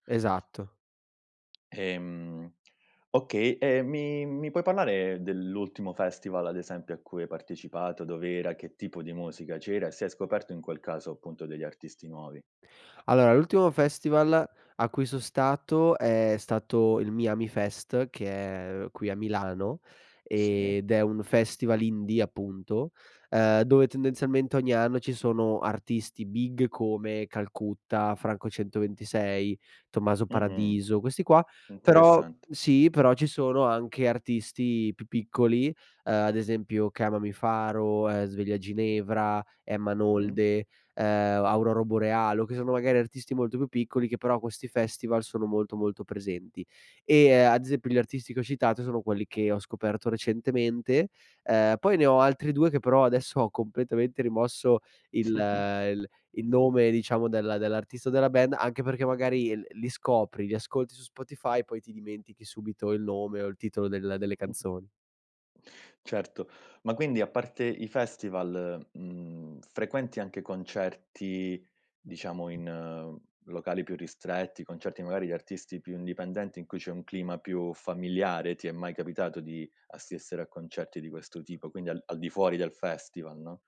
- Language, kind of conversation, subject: Italian, podcast, Come scopri di solito nuova musica?
- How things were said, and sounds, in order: chuckle; chuckle